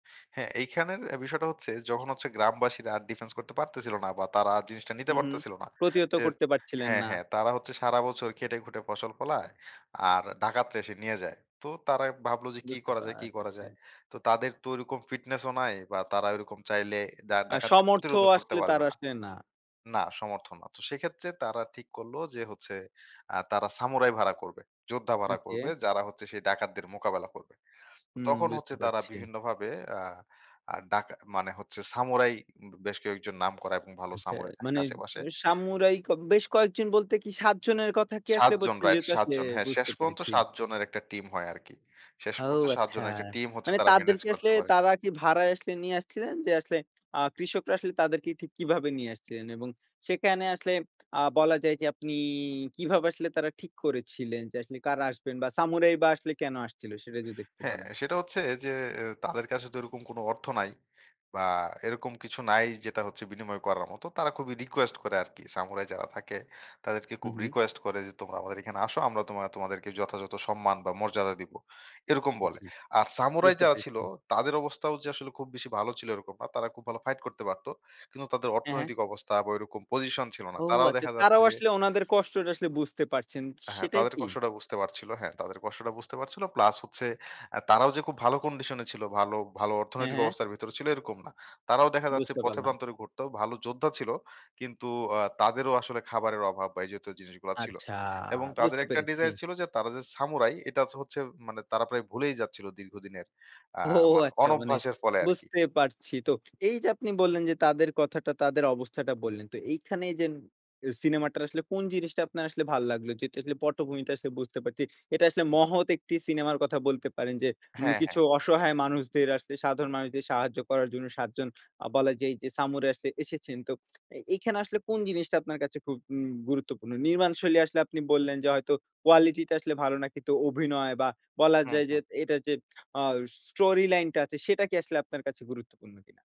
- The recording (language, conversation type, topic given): Bengali, podcast, পুরনো সিনেমা কেন আজও আমাদের টানে?
- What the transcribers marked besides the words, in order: tapping; unintelligible speech; in English: "ডিজায়ার"; laughing while speaking: "ও আচ্ছা"